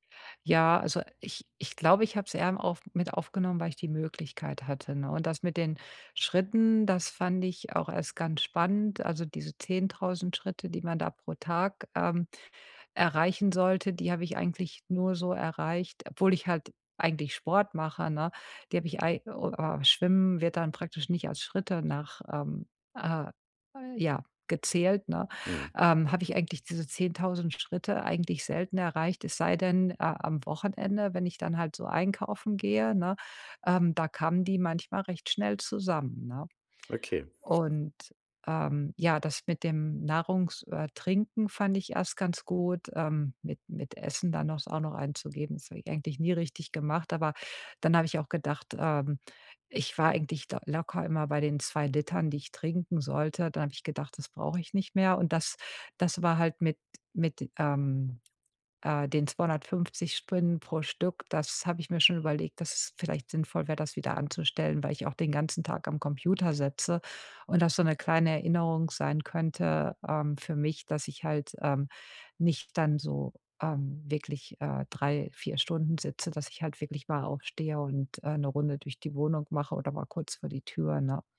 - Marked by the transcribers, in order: none
- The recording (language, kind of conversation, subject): German, advice, Wie kann ich Tracking-Routinen starten und beibehalten, ohne mich zu überfordern?